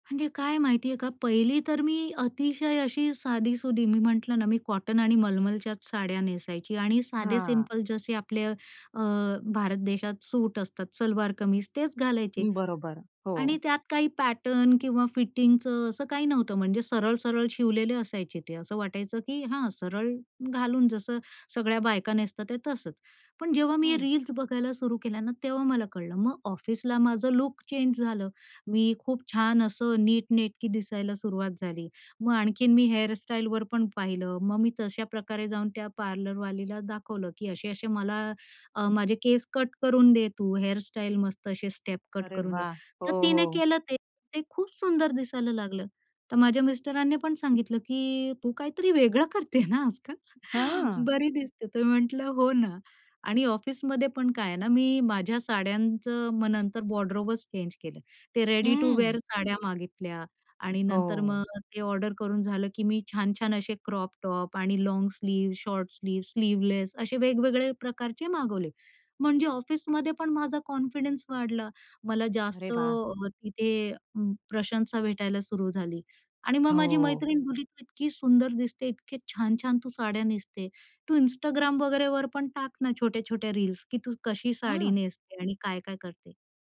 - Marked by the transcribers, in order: in English: "पॅटर्न"; in English: "चेंज"; laughing while speaking: "ना आजकाल"; in English: "वॉर्डरोबच चेंज"; in English: "रेडी टू विअर"; in English: "कॉन्फिडन्स"
- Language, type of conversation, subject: Marathi, podcast, सोशल मीडियाने तुमचा स्टाइल बदलला का?